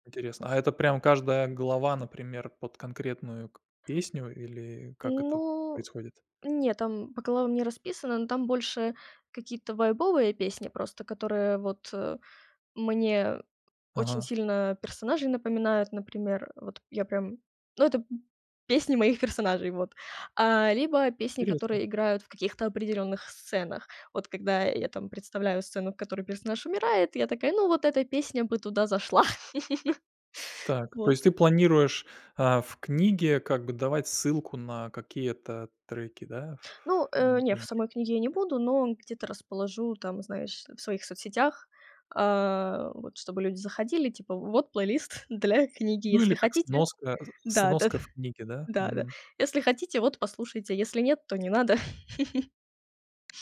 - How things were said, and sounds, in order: other background noise; laughing while speaking: "песни моих персонажей"; "Интересно" said as "тиресно"; chuckle; chuckle; chuckle; tapping
- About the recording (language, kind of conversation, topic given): Russian, podcast, Почему ваш любимый плейлист, который вы ведёте вместе с друзьями, для вас особенный?